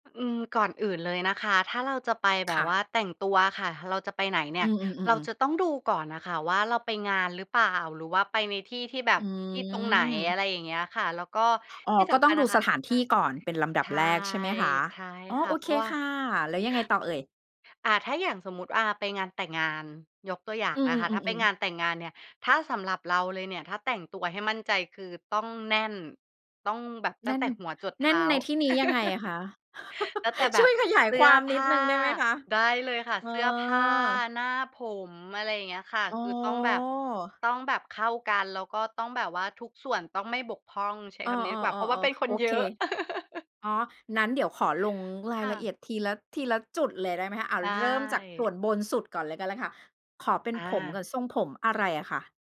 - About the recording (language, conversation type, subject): Thai, podcast, คุณมีวิธีแต่งตัวยังไงในวันที่อยากมั่นใจ?
- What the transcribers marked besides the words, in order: other background noise; laugh; laughing while speaking: "ช่วยขยาย"; laugh